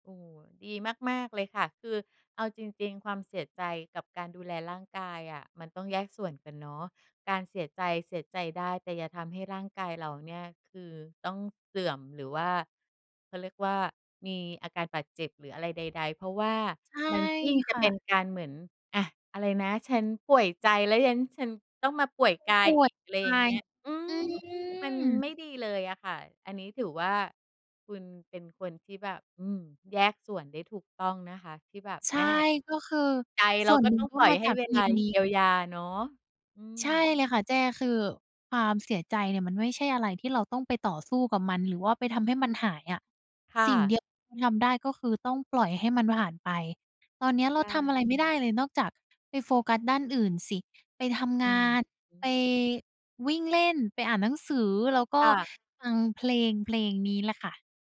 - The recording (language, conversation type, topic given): Thai, podcast, มีเพลงไหนที่เคยเป็นเหมือนเพลงประกอบชีวิตของคุณอยู่ช่วงหนึ่งไหม?
- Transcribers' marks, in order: none